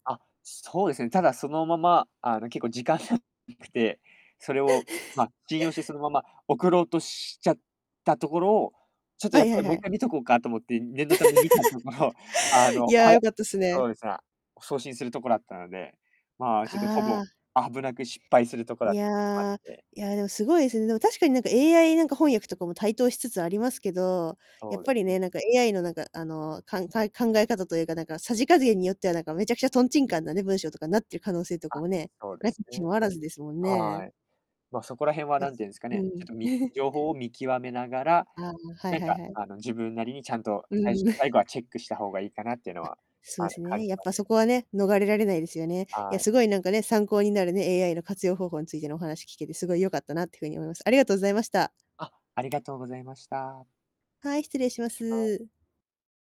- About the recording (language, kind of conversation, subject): Japanese, podcast, AIを日常でどう使っていますか？
- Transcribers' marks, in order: chuckle; laugh; chuckle; chuckle; tapping; distorted speech